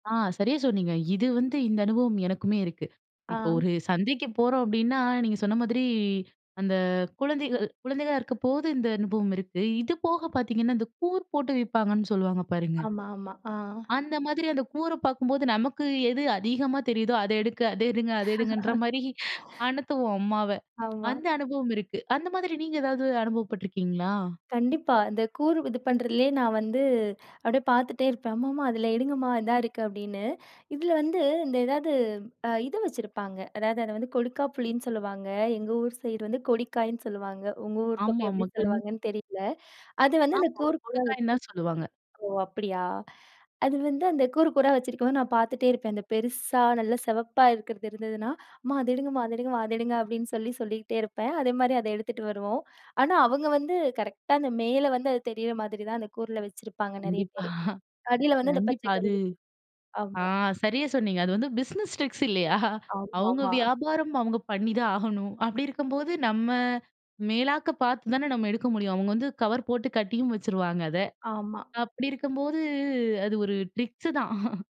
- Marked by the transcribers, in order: laughing while speaking: "அதை எடுக்க, அதை எடுங்க அத எடுங்கன்ற மாரி"; laugh; laughing while speaking: "கண்டிப்பா"; in English: "பிஸ்னஸ் ட்ரிக்ஸ்"; chuckle; in English: "ட்ரிக்ஸு"
- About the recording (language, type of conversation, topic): Tamil, podcast, ஒரு ஊரில் உள்ள பரபரப்பான சந்தையில் ஏற்பட்ட உங்கள் அனுபவத்தைப் பற்றி சொல்ல முடியுமா?